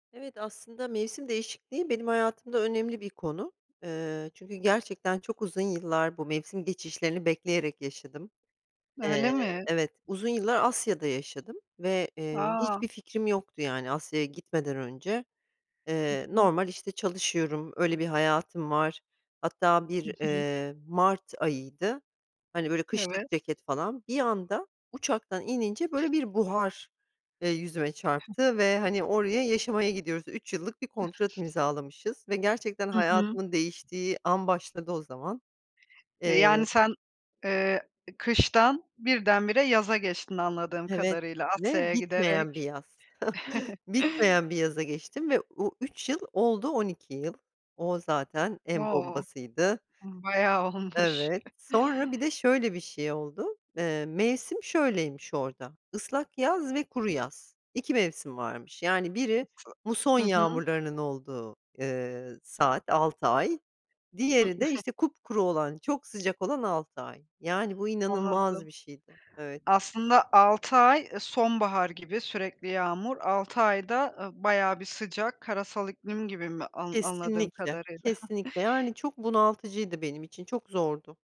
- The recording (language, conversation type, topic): Turkish, podcast, Mevsim değişikliklerini ilk ne zaman ve nasıl fark edersin?
- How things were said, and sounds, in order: other background noise; tapping; other noise; chuckle; laughing while speaking: "olmuş"; chuckle; chuckle; chuckle